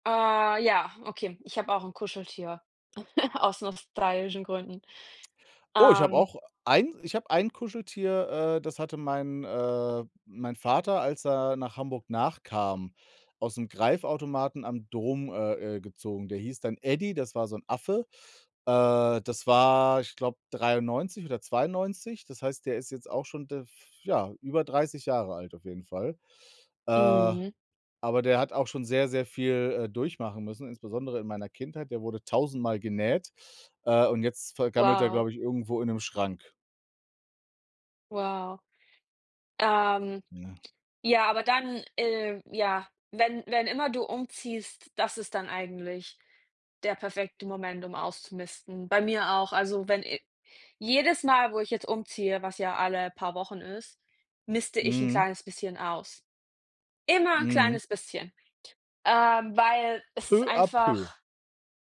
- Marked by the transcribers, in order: laugh
- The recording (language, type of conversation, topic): German, unstructured, Ist es in Ordnung, Lebensmittel wegzuwerfen, obwohl sie noch essbar sind?